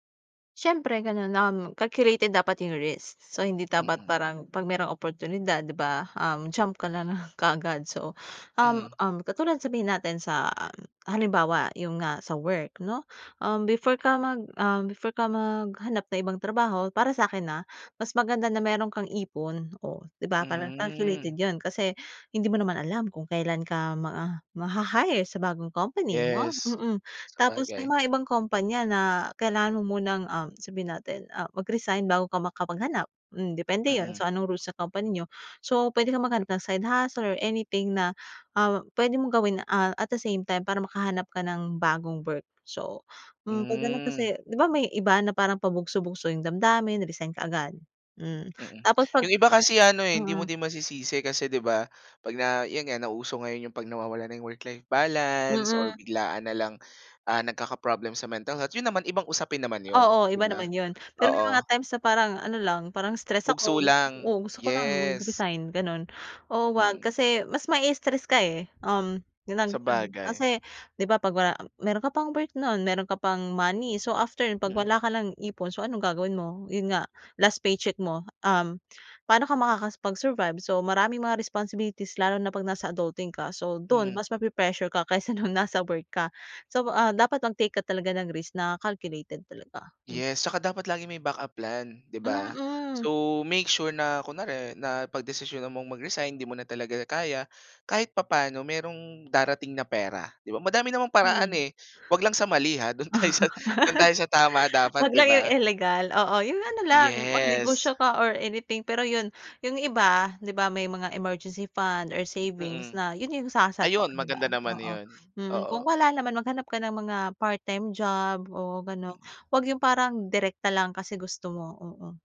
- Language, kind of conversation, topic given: Filipino, podcast, Paano mo hinaharap ang takot sa pagkuha ng panganib para sa paglago?
- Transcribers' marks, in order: gasp; gasp; gasp; gasp; gasp; gasp; gasp; gasp; gasp; gasp; gasp; unintelligible speech; gasp; gasp; chuckle; gasp; gasp; unintelligible speech; gasp; laugh; gasp; laughing while speaking: "do'n tayo sa"; gasp; gasp